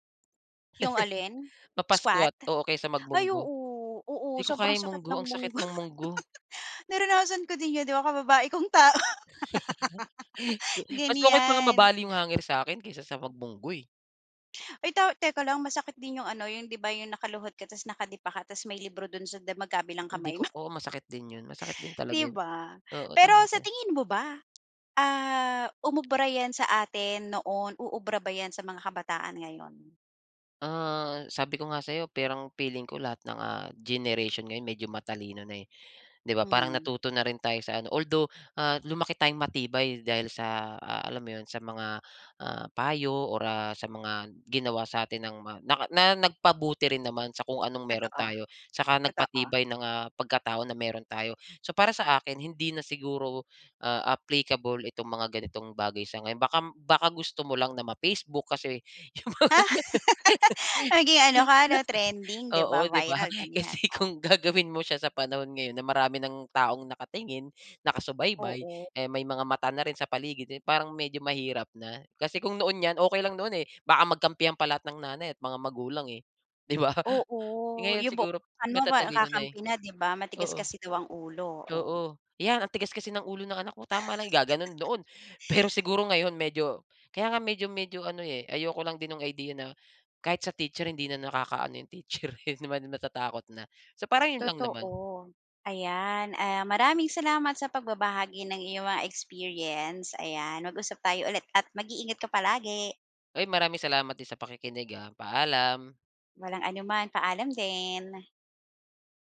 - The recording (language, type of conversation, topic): Filipino, podcast, Paano ka bumabangon pagkatapos ng malaking bagsak?
- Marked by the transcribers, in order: chuckle; laugh; laugh; tapping; "parang" said as "perang"; laugh; laughing while speaking: "di ba"; other background noise; chuckle; fan